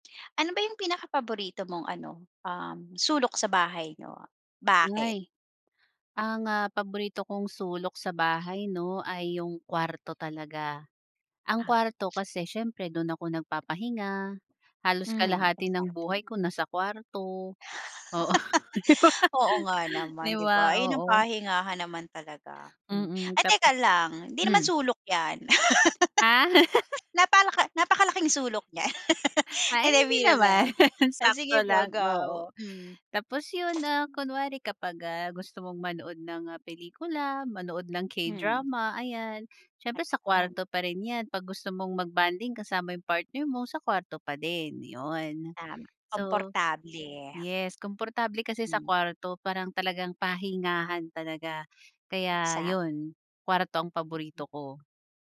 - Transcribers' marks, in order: tapping; other background noise; laugh; laughing while speaking: "Oo, di ba?"; laugh; laugh
- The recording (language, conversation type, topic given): Filipino, podcast, Ano ang paborito mong sulok sa bahay at bakit?